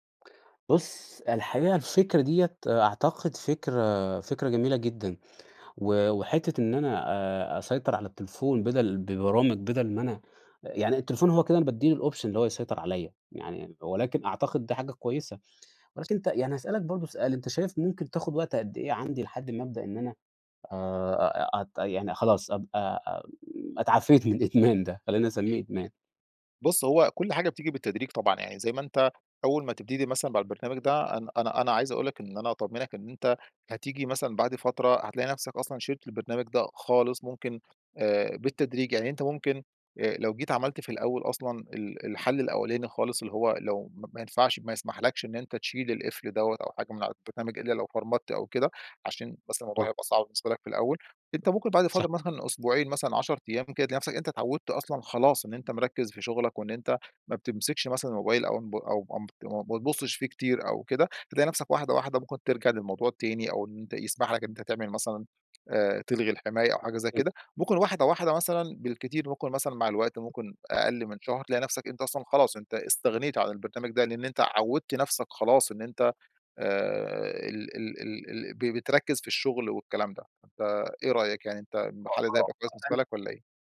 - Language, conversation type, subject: Arabic, advice, ازاي أقدر أركز لما إشعارات الموبايل بتشتتني؟
- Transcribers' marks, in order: in English: "الأوبشن"; laughing while speaking: "اتعافيت من الإدمان ده؟"; in English: "فرمت"; unintelligible speech; tapping; unintelligible speech